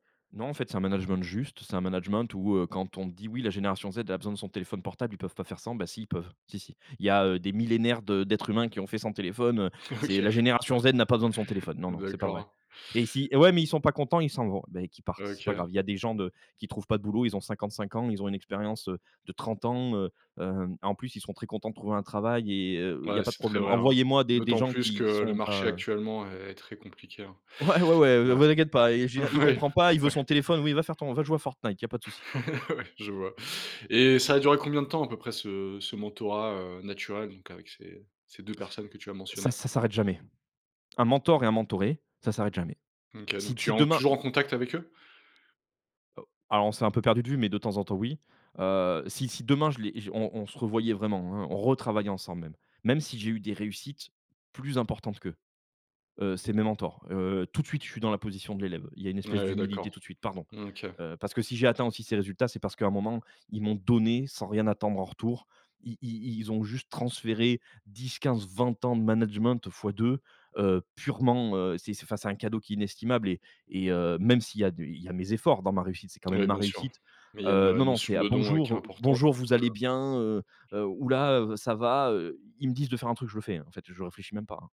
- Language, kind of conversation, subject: French, podcast, Quelle qualité recherches-tu chez un bon mentor ?
- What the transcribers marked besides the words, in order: laughing while speaking: "OK"; laugh; laughing while speaking: "Oui"; laugh; laughing while speaking: "Ouais"; stressed: "retravaillait"; stressed: "donné"